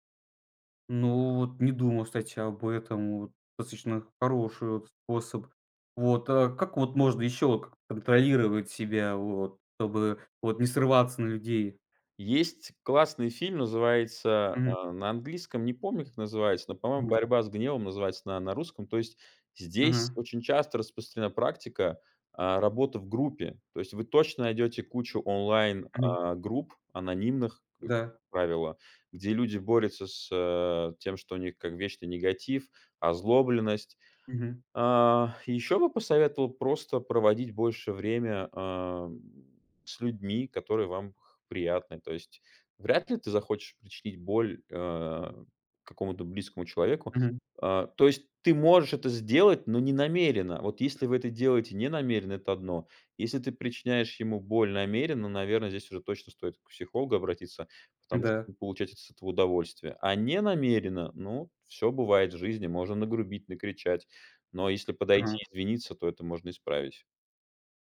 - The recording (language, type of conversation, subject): Russian, advice, Как вы описали бы ситуацию, когда ставите карьеру выше своих ценностей и из‑за этого теряете смысл?
- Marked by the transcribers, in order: none